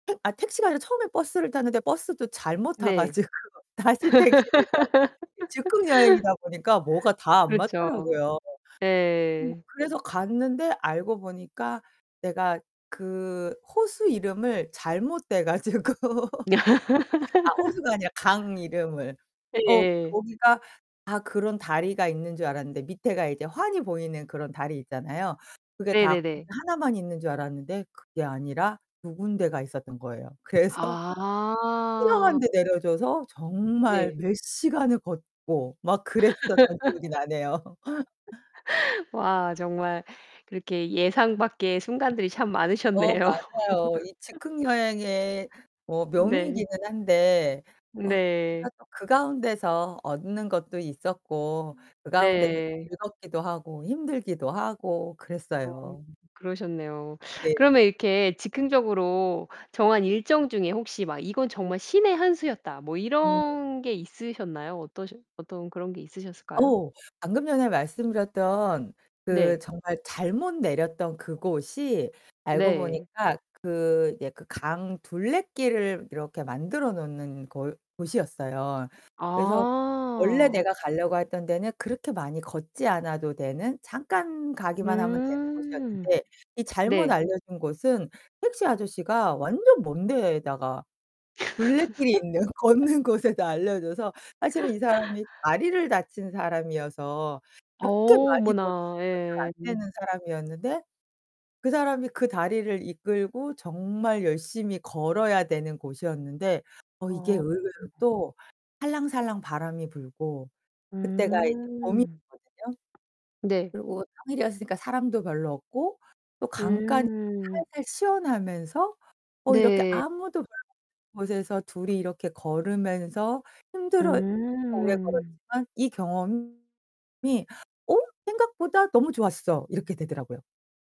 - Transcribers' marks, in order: laughing while speaking: "가지고 다시 택시를 타고"; distorted speech; laugh; other background noise; laughing while speaking: "가지고"; laugh; drawn out: "아"; laughing while speaking: "그래서"; laugh; laugh; tapping; laugh; unintelligible speech; drawn out: "아"; drawn out: "음"; background speech; laugh; laughing while speaking: "걷는 곳에다"; laugh; unintelligible speech; unintelligible speech; unintelligible speech; unintelligible speech; drawn out: "음"
- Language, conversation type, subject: Korean, podcast, 계획 없이 떠난 즉흥 여행 이야기를 들려주실 수 있나요?